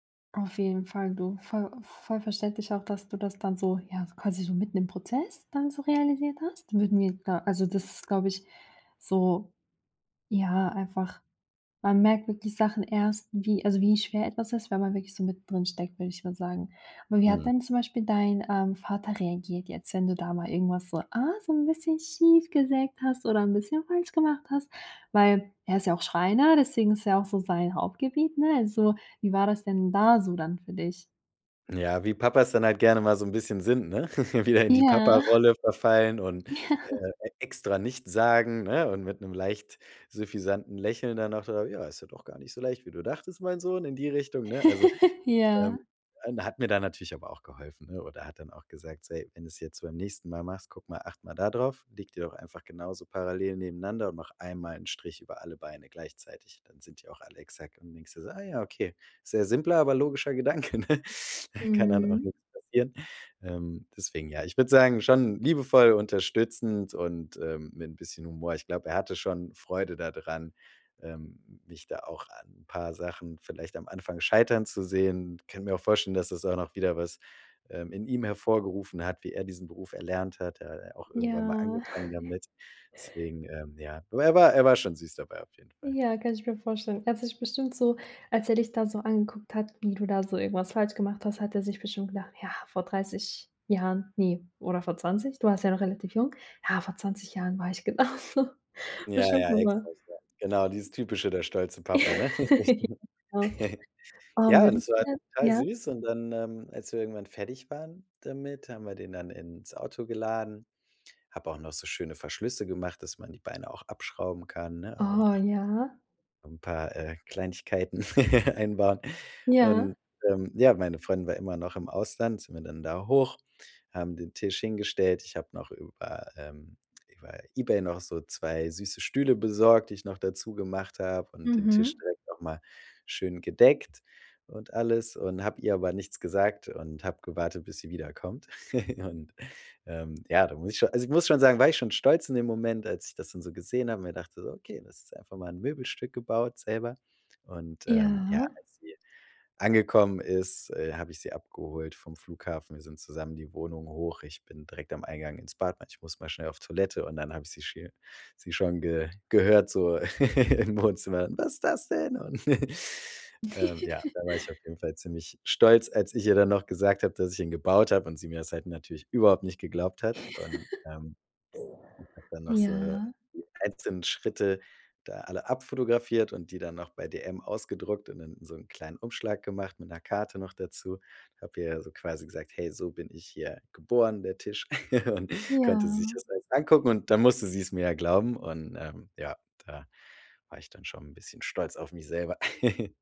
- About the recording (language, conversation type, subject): German, podcast, Was war dein stolzestes Bastelprojekt bisher?
- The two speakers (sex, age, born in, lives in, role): female, 25-29, Germany, Germany, host; male, 35-39, Germany, Germany, guest
- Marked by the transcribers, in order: laugh; laughing while speaking: "Ja"; unintelligible speech; laugh; chuckle; chuckle; laughing while speaking: "genauso"; laugh; laughing while speaking: "ne?"; giggle; unintelligible speech; laugh; giggle; laugh; put-on voice: "Was ist das denn?"; giggle; giggle; laugh; laugh